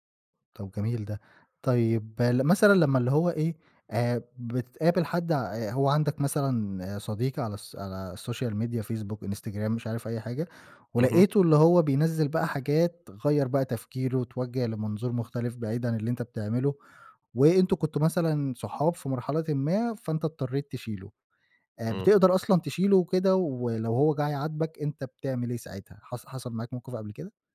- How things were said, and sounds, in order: in English: "Social Media"
- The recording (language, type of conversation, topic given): Arabic, podcast, إزاي بتنمّي علاقاتك في زمن السوشيال ميديا؟